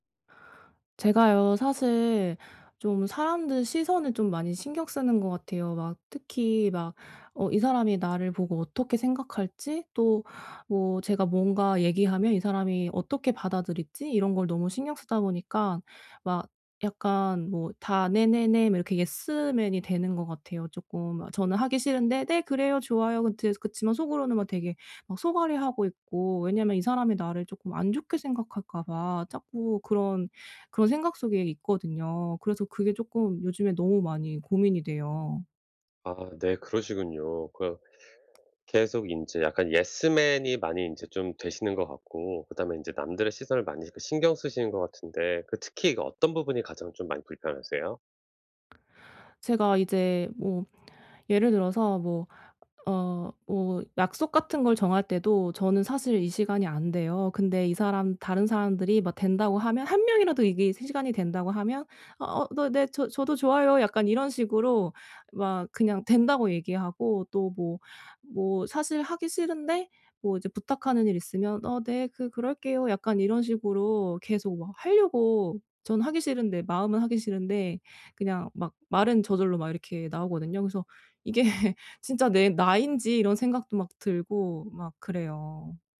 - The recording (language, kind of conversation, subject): Korean, advice, 남들의 시선 속에서도 진짜 나를 어떻게 지킬 수 있을까요?
- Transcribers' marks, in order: put-on voice: "네네네"; in English: "예스맨이"; put-on voice: "네. 그래요. 좋아요"; tapping; in English: "예스맨이"; other background noise; put-on voice: "어 너 네. 저 저도 좋아요"; laughing while speaking: "이게"